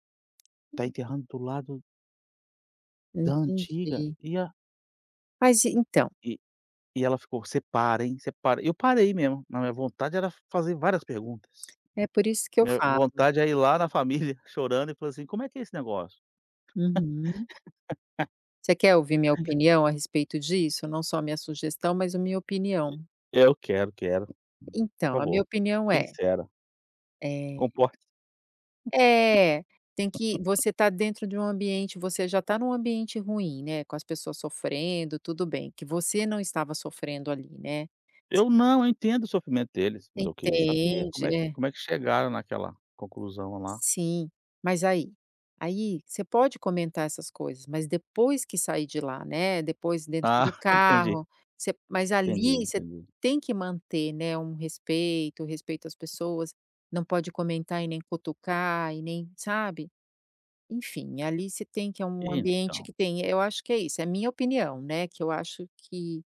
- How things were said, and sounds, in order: tapping; unintelligible speech; chuckle; laugh; laugh; unintelligible speech; chuckle
- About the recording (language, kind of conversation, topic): Portuguese, advice, Como posso superar o medo de mostrar interesses não convencionais?
- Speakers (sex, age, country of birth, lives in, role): female, 50-54, Brazil, United States, advisor; male, 45-49, Brazil, United States, user